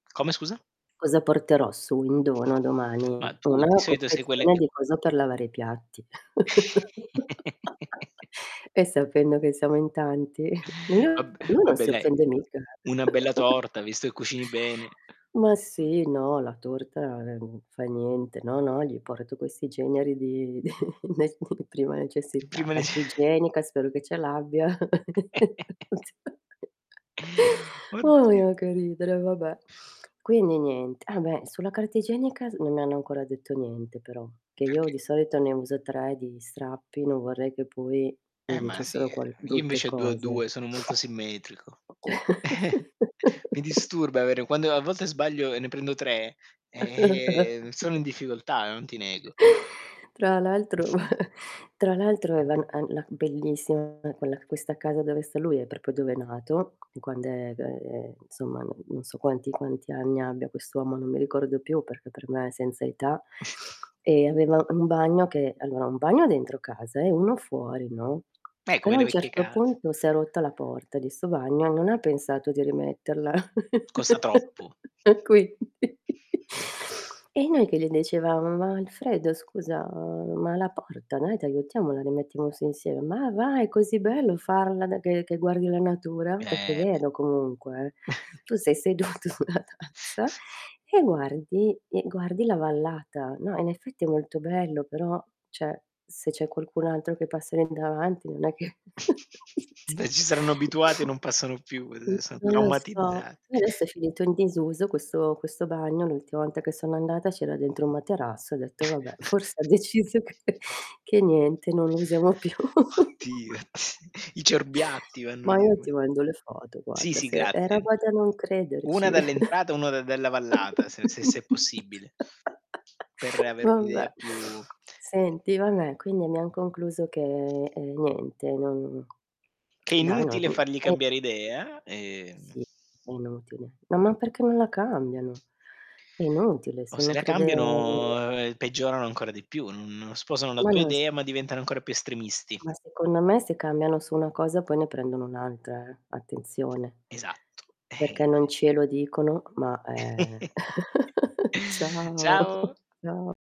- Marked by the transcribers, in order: static; tapping; distorted speech; chuckle; laugh; chuckle; chuckle; laughing while speaking: "di"; unintelligible speech; laughing while speaking: "Di prima nece"; chuckle; laughing while speaking: "Sì"; chuckle; other background noise; chuckle; drawn out: "ehm"; chuckle; chuckle; snort; chuckle; laughing while speaking: "E, quindi"; sniff; chuckle; laughing while speaking: "seduto sulla tazza"; chuckle; "cioè" said as "ceh"; snort; chuckle; unintelligible speech; chuckle; laughing while speaking: "deciso che"; chuckle; laughing while speaking: "ti"; chuckle; unintelligible speech; chuckle; background speech; drawn out: "crede"; chuckle; laughing while speaking: "Ciao"
- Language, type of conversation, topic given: Italian, unstructured, Come si può convincere un amico a cambiare idea senza litigare?